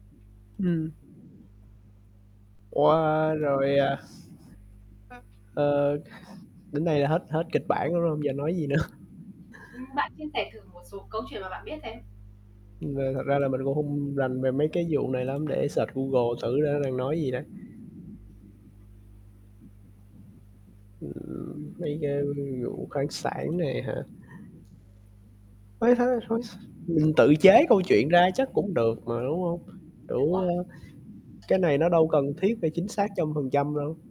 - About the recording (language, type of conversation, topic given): Vietnamese, unstructured, Bạn nghĩ gì về việc khai thác khoáng sản gây hủy hoại đất đai?
- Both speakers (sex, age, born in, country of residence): female, 55-59, Vietnam, Vietnam; male, 25-29, Vietnam, Vietnam
- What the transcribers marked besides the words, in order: static; chuckle; other background noise; laughing while speaking: "nữa"; mechanical hum; tapping; in English: "search"